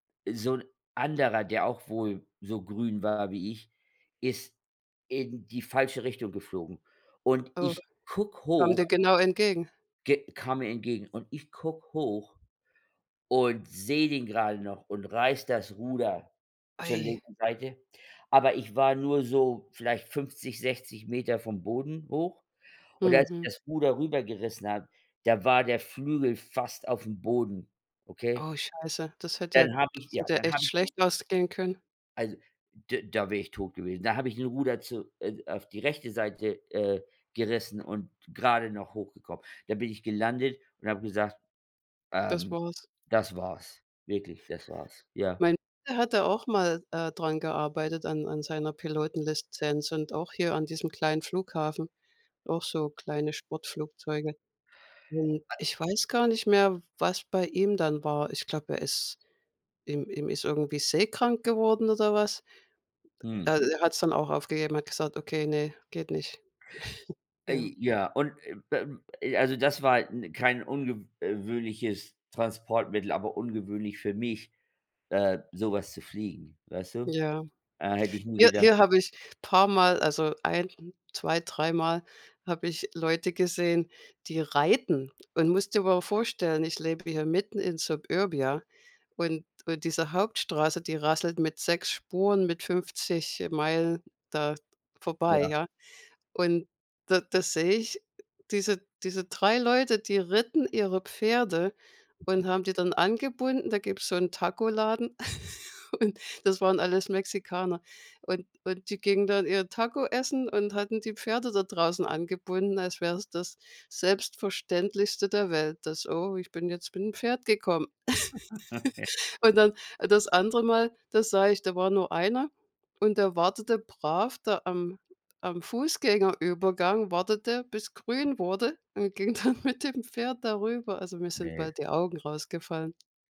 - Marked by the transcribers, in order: unintelligible speech; chuckle; in English: "Suburbia"; other background noise; chuckle; laugh; chuckle; laughing while speaking: "dann mit"
- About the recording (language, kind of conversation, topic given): German, unstructured, Was war das ungewöhnlichste Transportmittel, das du je benutzt hast?